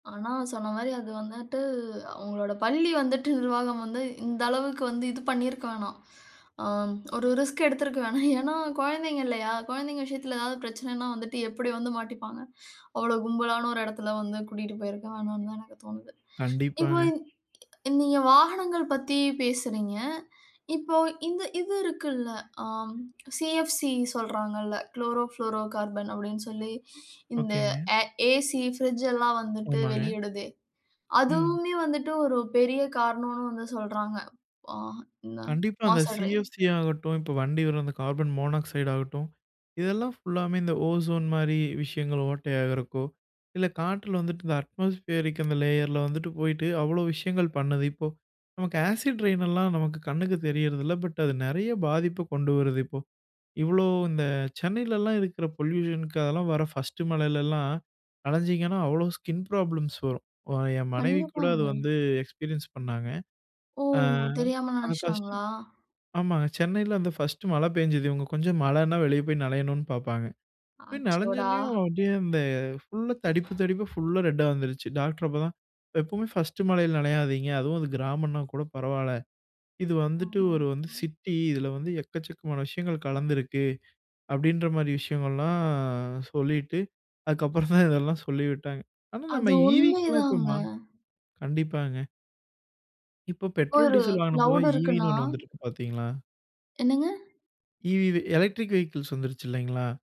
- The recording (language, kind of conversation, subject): Tamil, podcast, நகரில் காற்று மாசு குறைப்பதில் நாம் என்ன செய்யலாம்?
- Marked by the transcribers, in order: in English: "ரிஸ்க்"; chuckle; other noise; in English: "குளோரோ புளோரோ கார்பன்"; in English: "கார்பன் மோனாக்சைடு"; in English: "ஓசோன்"; in English: "அட்மாஸ்பியரிருக்"; in English: "லேயர்ல"; in English: "ஆசிட் ரெயின்லாம்"; in English: "பொல்யூஷனுக்கு"; in English: "ஸ்கின் ப்ராப்ளம்ஸ்"; in English: "எக்ஸ்பீரியன்ஸ்"; other background noise; in English: "ரெட்டா"; drawn out: "விஷயங்கள்லாம்"; chuckle; in English: "ஈவிக்கெல்லாம்"; in English: "கிளவுடு"; in English: "ஈவின்னு"; in English: "எலக்ட்ரிக் வெஹிக்கிள்ஸ்"